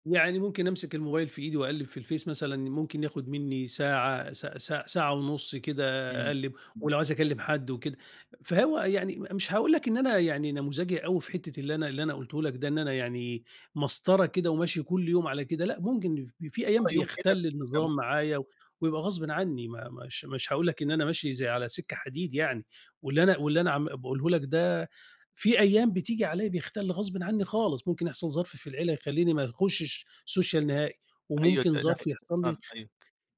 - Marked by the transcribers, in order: in English: "سوشيال"
- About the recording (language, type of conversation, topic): Arabic, podcast, إيه نصايحك لتنظيم الوقت على السوشيال ميديا؟